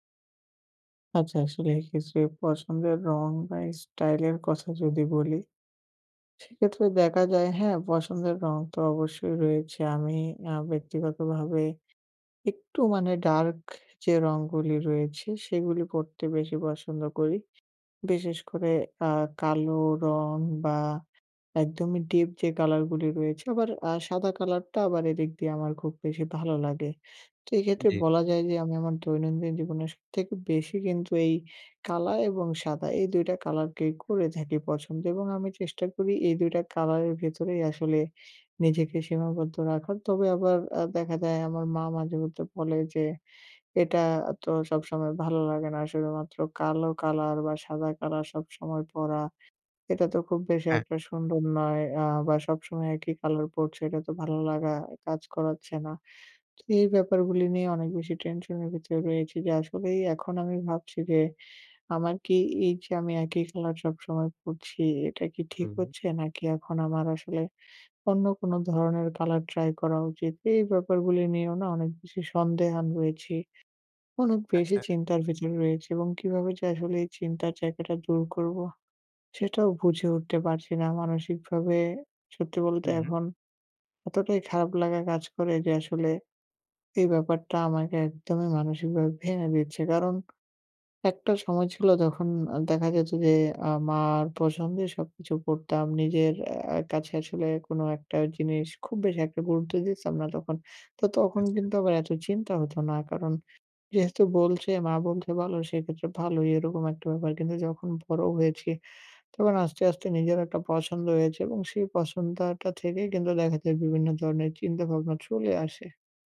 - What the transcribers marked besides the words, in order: "ভালো" said as "বালো"
- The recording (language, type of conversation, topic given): Bengali, advice, দৈনন্দিন জীবন, অফিস এবং দিন-রাতের বিভিন্ন সময়ে দ্রুত ও সহজে পোশাক কীভাবে বেছে নিতে পারি?